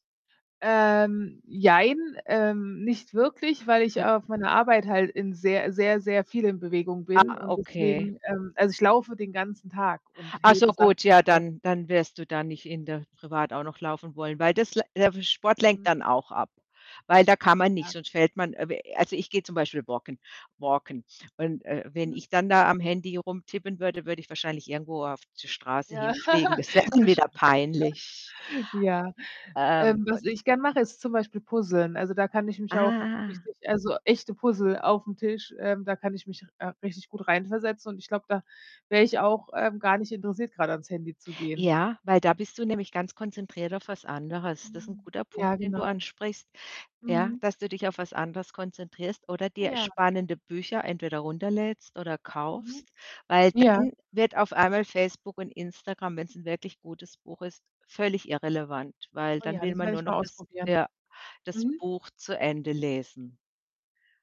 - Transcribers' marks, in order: drawn out: "Ähm"; other background noise; distorted speech; laugh; chuckle; unintelligible speech; drawn out: "Ah"; static
- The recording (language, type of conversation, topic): German, advice, Wie kann ich weniger Zeit am Handy und in sozialen Netzwerken verbringen?